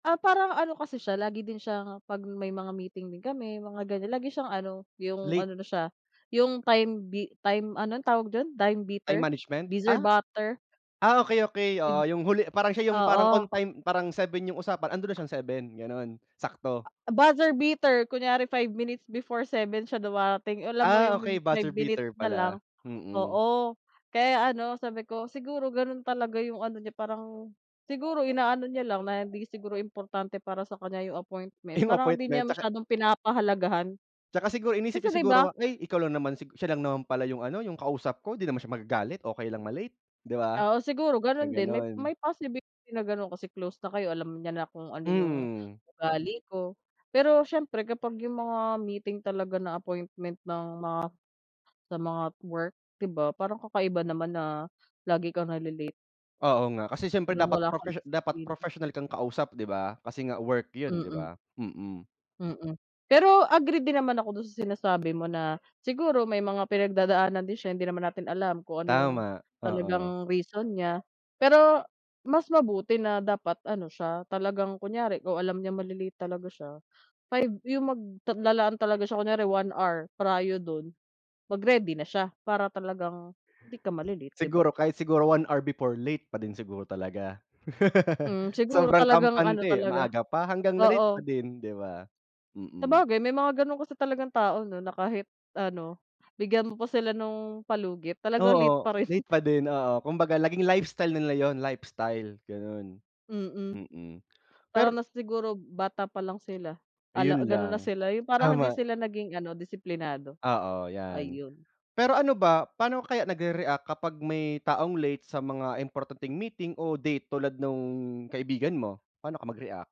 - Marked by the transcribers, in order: tapping; other background noise; laughing while speaking: "Yung appointment"; laugh; chuckle
- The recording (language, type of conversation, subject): Filipino, unstructured, Ano ang masasabi mo sa mga taong laging nahuhuli sa takdang oras ng pagkikita?